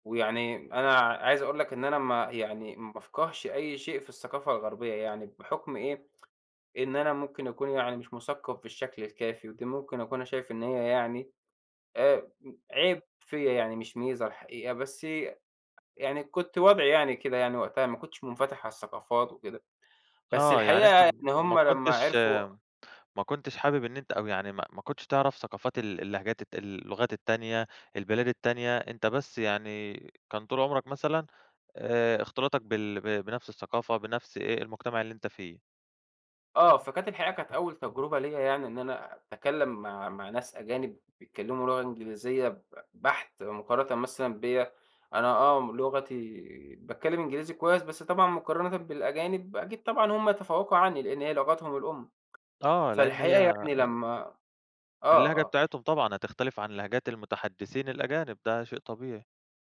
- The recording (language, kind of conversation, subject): Arabic, podcast, إنت شايف إن اللغة بتجمع الناس ولا بتفرّقهم؟
- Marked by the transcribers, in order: tsk; tapping